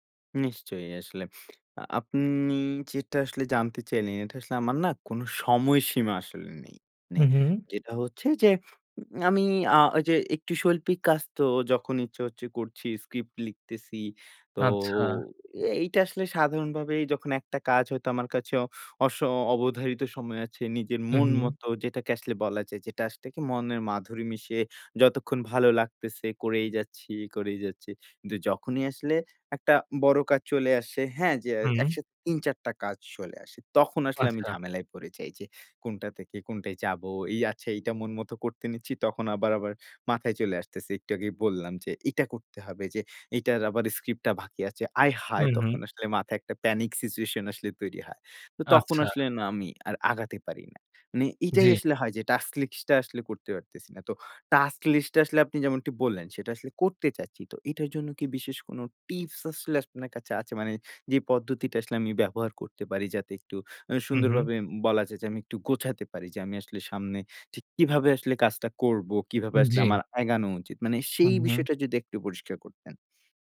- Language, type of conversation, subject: Bengali, advice, সময় ব্যবস্থাপনায় অসুবিধা এবং সময়মতো কাজ শেষ না করার কারণ কী?
- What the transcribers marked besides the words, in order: tapping; in English: "প্যানিক সিচুয়েশন"; "আগানো" said as "এগানো"; other background noise